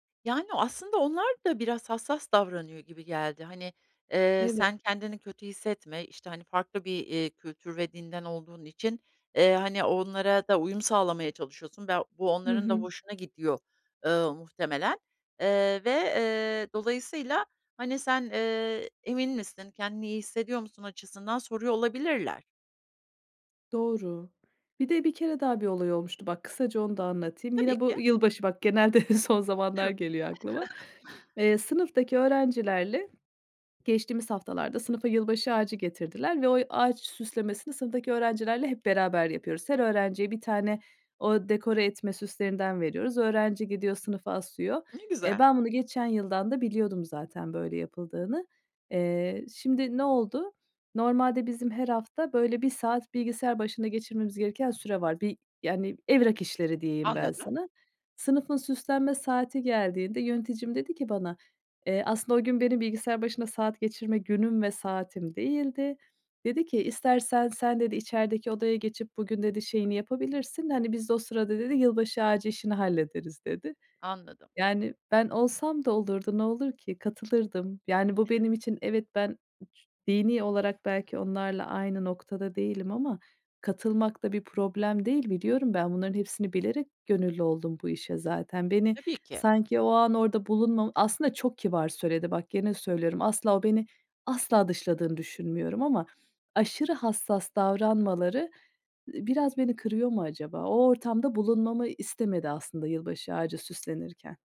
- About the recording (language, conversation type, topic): Turkish, advice, Kutlamalarda kendimi yalnız ve dışlanmış hissediyorsam arkadaş ortamında ne yapmalıyım?
- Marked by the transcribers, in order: other background noise; laughing while speaking: "genelde"; unintelligible speech; chuckle; tapping